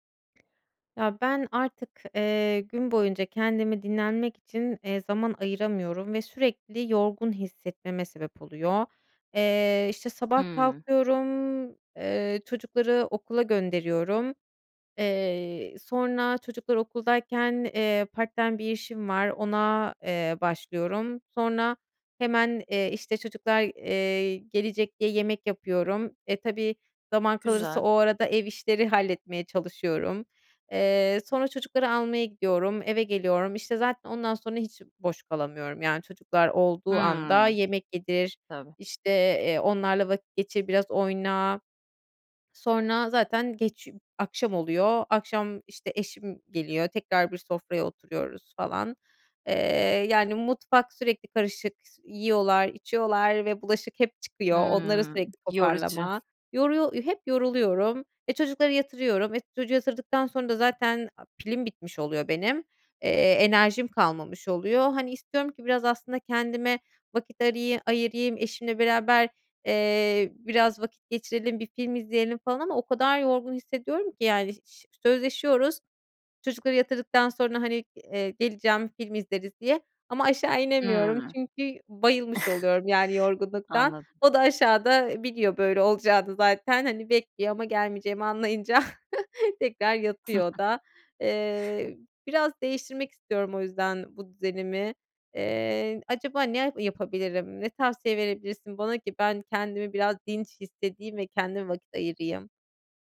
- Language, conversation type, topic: Turkish, advice, Gün içinde dinlenmeye zaman bulamıyor ve sürekli yorgun mu hissediyorsun?
- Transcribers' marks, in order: tapping; other background noise; chuckle; chuckle